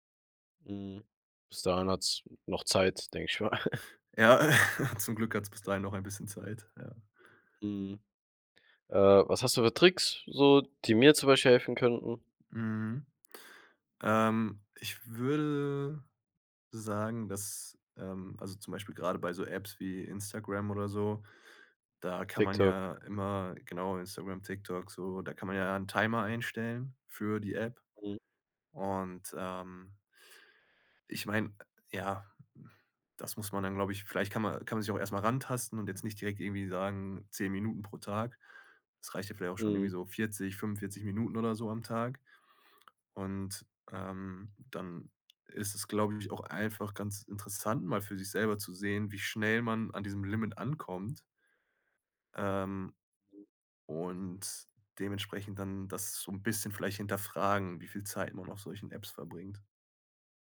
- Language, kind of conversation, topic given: German, podcast, Wie planst du Pausen vom Smartphone im Alltag?
- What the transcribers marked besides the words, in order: laughing while speaking: "mal"; laughing while speaking: "äh"; other background noise